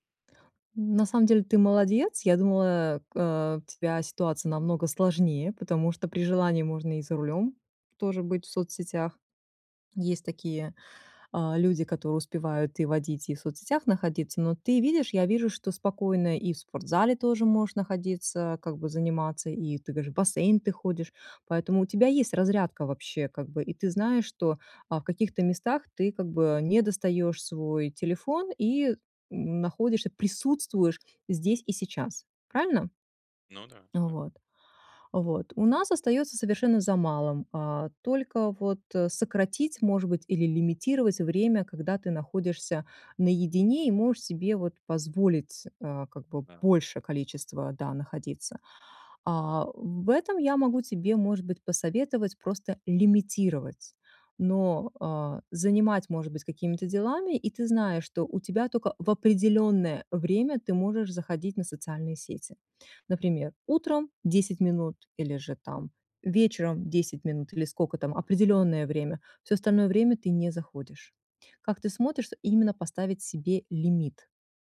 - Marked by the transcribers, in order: other background noise
- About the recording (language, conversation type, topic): Russian, advice, Как мне справляться с частыми переключениями внимания и цифровыми отвлечениями?